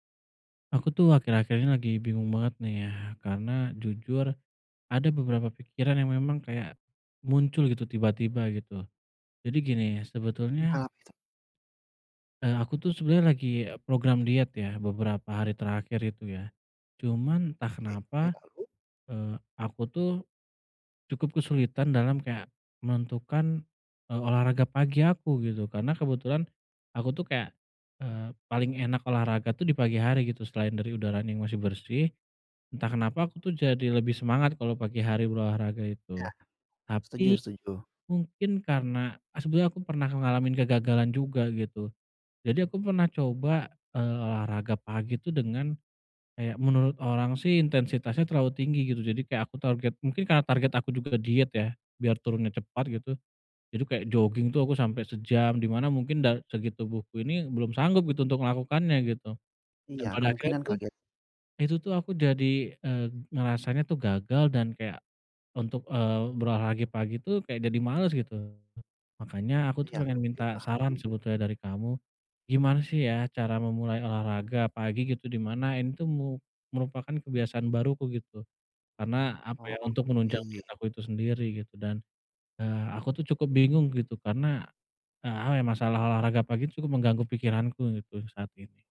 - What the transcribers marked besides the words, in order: none
- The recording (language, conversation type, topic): Indonesian, advice, Bagaimana cara memulai kebiasaan baru dengan langkah kecil?